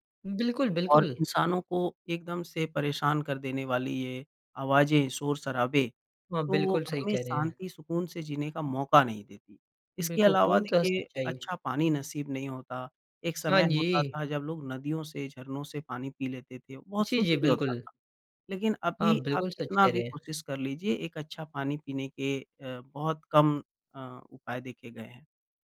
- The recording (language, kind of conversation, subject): Hindi, podcast, पर्यावरण बचाने के लिए आप कौन-से छोटे कदम सुझाएंगे?
- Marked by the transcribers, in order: none